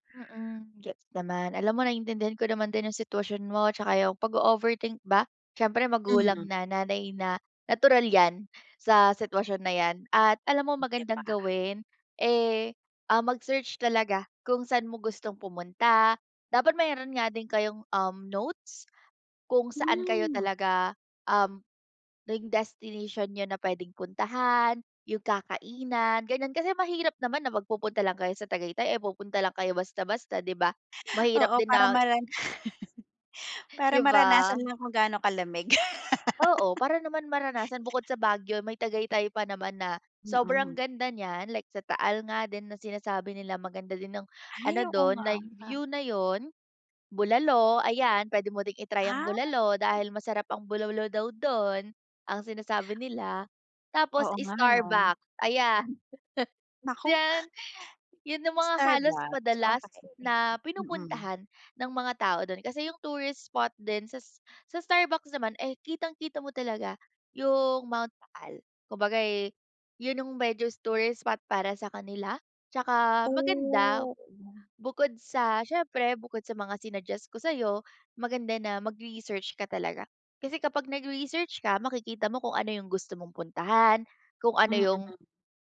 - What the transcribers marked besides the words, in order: chuckle; laugh; chuckle; tapping
- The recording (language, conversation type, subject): Filipino, advice, Paano ko aayusin ang hindi inaasahang problema sa bakasyon para ma-enjoy ko pa rin ito?